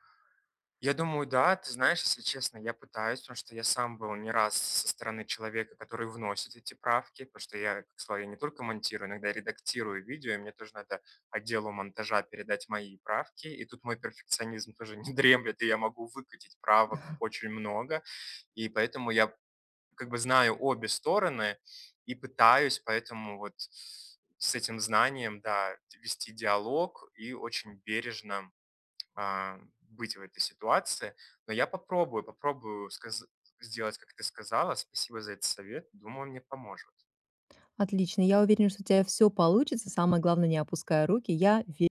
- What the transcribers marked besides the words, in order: other background noise; chuckle; laughing while speaking: "не дремлет"; tapping; tongue click
- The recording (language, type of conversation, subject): Russian, advice, Как перестать позволять внутреннему критику подрывать мою уверенность и решимость?